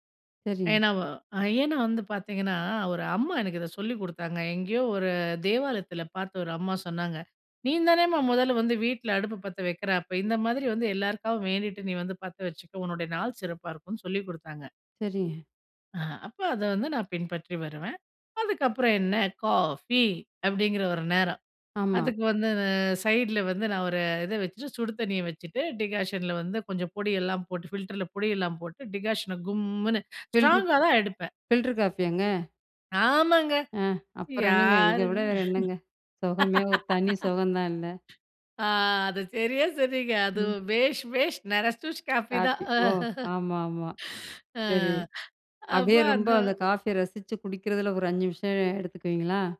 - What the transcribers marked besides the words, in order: in English: "ஃபில்டர்ல"; in English: "ஸ்ட்ராங்கா"; other background noise; laugh; laughing while speaking: "பேஷ்! பேஷ்! நரசூஸ் காஃபி தான்"; tapping
- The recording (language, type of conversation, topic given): Tamil, podcast, காலை எழுந்ததும் உங்கள் வீட்டில் முதலில் என்ன செய்யப்போகிறீர்கள்?